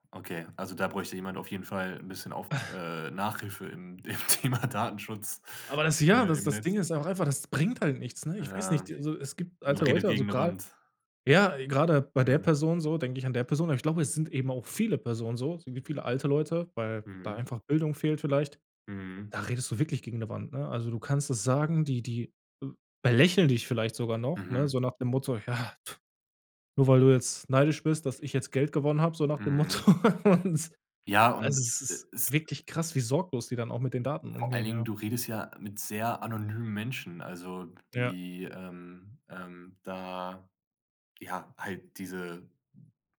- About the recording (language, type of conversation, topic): German, podcast, Was sollte man über Datenschutz in sozialen Netzwerken wissen?
- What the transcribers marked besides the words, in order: chuckle; laughing while speaking: "im Thema"; scoff; other background noise; laugh